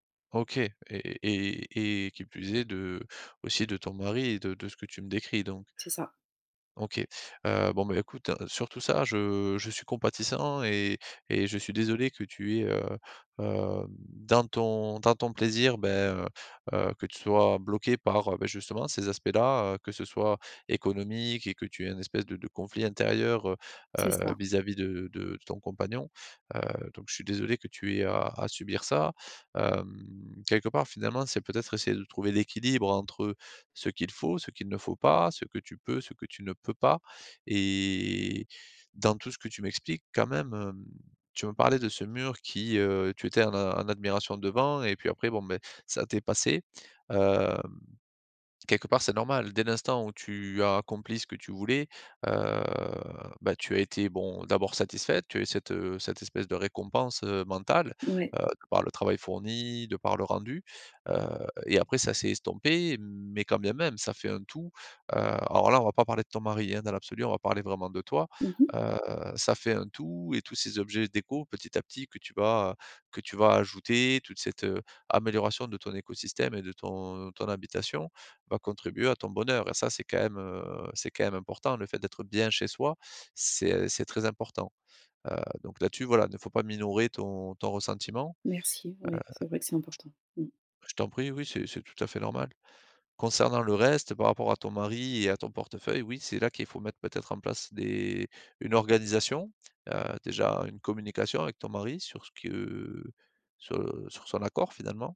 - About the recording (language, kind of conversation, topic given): French, advice, Comment reconnaître les situations qui déclenchent mes envies et éviter qu’elles prennent le dessus ?
- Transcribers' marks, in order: other background noise; drawn out: "Hem"; stressed: "peux"; drawn out: "Et"; drawn out: "Hem"; drawn out: "heu"; stressed: "bien"